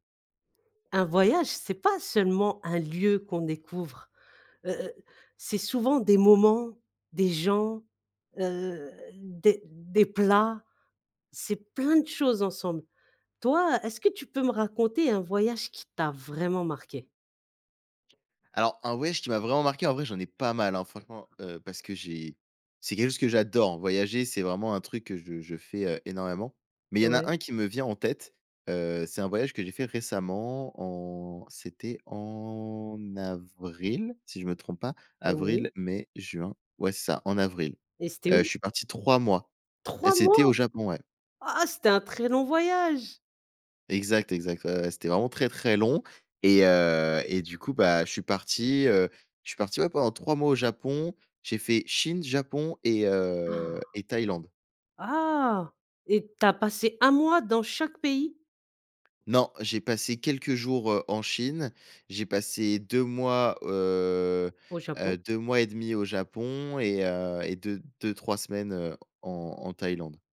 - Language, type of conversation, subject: French, podcast, Parle-moi d’un voyage qui t’a vraiment marqué ?
- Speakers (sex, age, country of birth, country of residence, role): female, 40-44, France, France, host; male, 20-24, France, France, guest
- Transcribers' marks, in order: drawn out: "heu"; stressed: "vraiment"; drawn out: "en"; surprised: "trois mois ! Ah ah c'était un très long voyage !"; gasp